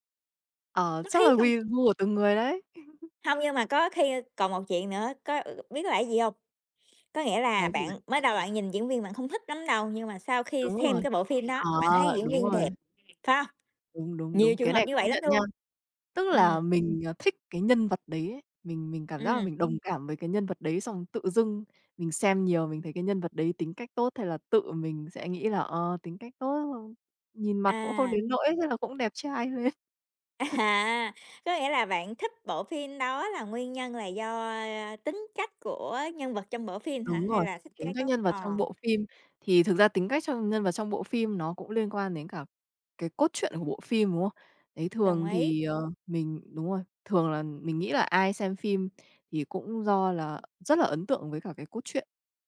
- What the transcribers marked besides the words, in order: other background noise; tapping; chuckle; unintelligible speech; laughing while speaking: "À"; chuckle
- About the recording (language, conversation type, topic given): Vietnamese, unstructured, Phim yêu thích của bạn là gì và vì sao bạn thích phim đó?